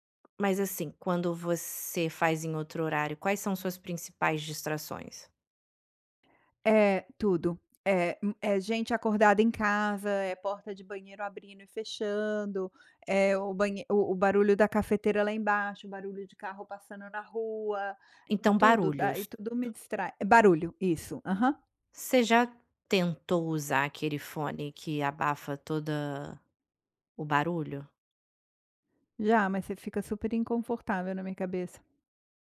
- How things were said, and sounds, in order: tapping
- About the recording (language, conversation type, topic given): Portuguese, advice, Como posso entrar em foco profundo rapidamente antes do trabalho?